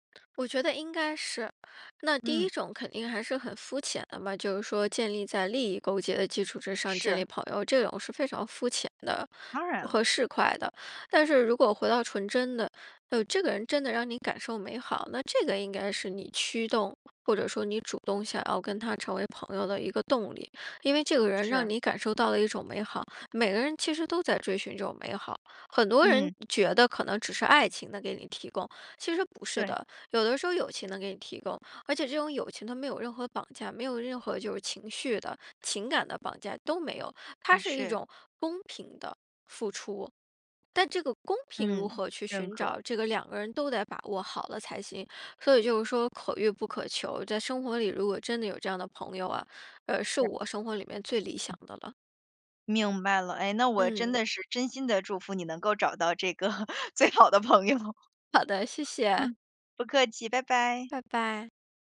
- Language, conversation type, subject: Chinese, podcast, 你觉得什么样的人才算是真正的朋友？
- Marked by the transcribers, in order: other background noise; laugh; laughing while speaking: "最好的朋友"; joyful: "好的，谢谢"